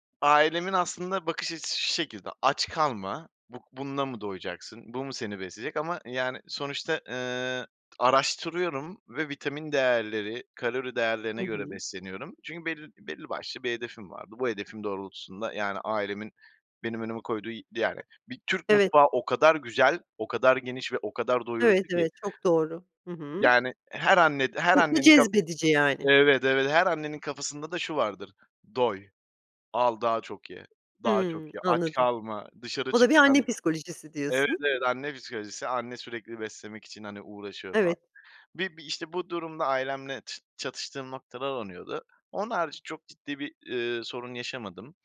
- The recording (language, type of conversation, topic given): Turkish, podcast, Sağlıklı beslenmeyi günlük hayatına nasıl entegre ediyorsun?
- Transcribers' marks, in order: "oluyordu" said as "onuyordu"